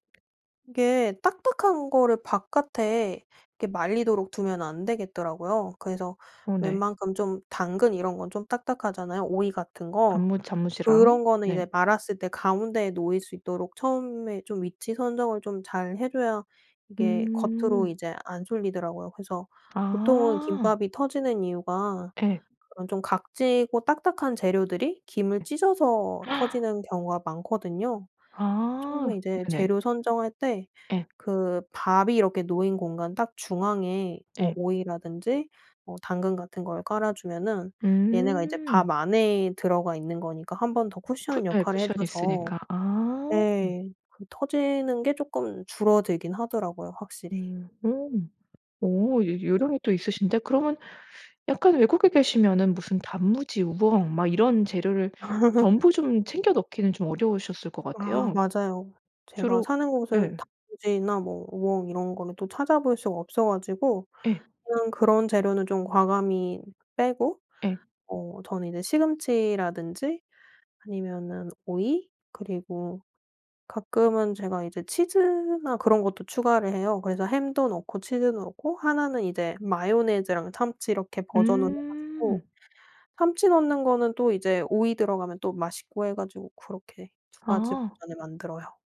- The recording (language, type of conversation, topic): Korean, podcast, 음식으로 자신의 문화를 소개해 본 적이 있나요?
- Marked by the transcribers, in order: other background noise; "단무지랑" said as "잠무지랑"; gasp; tapping; laugh